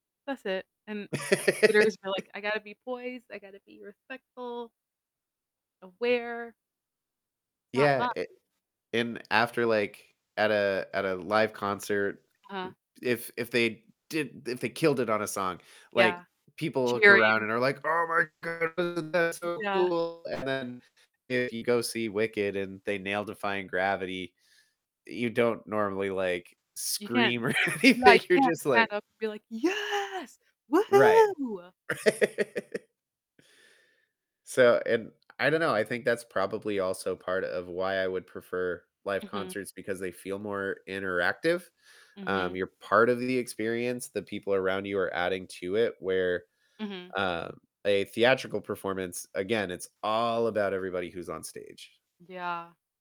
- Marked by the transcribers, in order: laugh; static; unintelligible speech; put-on voice: "Oh my god. That's so cool!"; distorted speech; tapping; laughing while speaking: "anything"; laughing while speaking: "Righ"; laugh; stressed: "all"
- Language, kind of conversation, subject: English, unstructured, How do live concerts and theatrical performances offer different experiences to audiences?
- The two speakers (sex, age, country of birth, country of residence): female, 25-29, United States, United States; male, 35-39, United States, United States